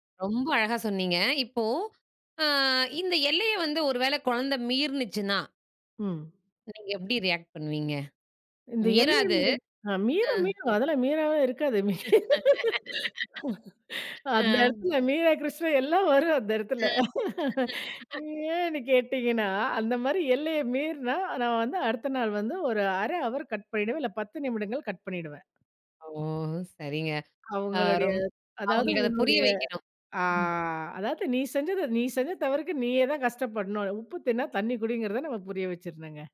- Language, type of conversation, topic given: Tamil, podcast, அன்பையும் தனிப்பட்ட எல்லைகளையும் நீங்கள் எப்படிச் சமநிலைப்படுத்துவீர்கள்?
- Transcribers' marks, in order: in English: "ரியாக்ட்"; laugh; other background noise; laugh; chuckle; laugh; in English: "ஹவர்"